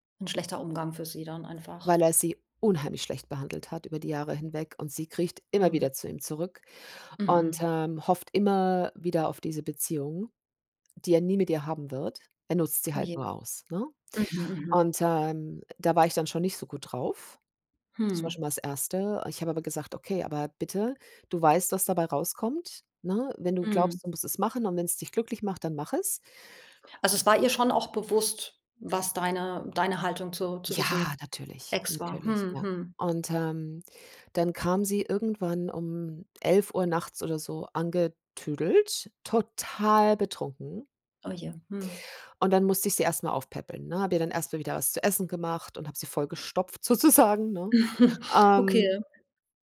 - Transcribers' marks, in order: stressed: "unheimlich"; other background noise; stressed: "total"; chuckle; laughing while speaking: "sozusagen"
- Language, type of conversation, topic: German, podcast, Wie lernst du, nein zu sagen?